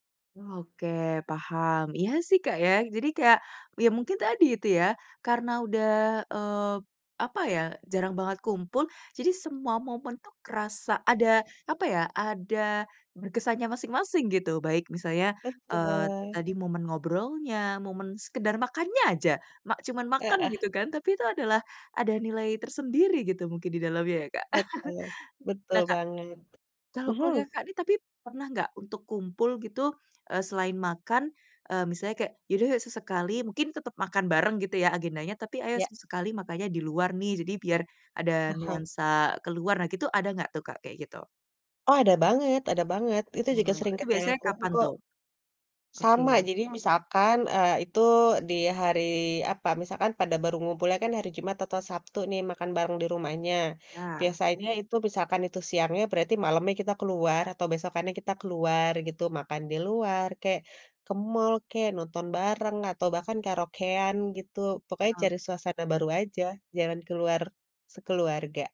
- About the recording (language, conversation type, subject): Indonesian, podcast, Kegiatan sederhana apa yang bisa dilakukan bersama keluarga dan tetap berkesan?
- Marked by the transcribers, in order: chuckle; other background noise; "lakuin" said as "lakung"; tapping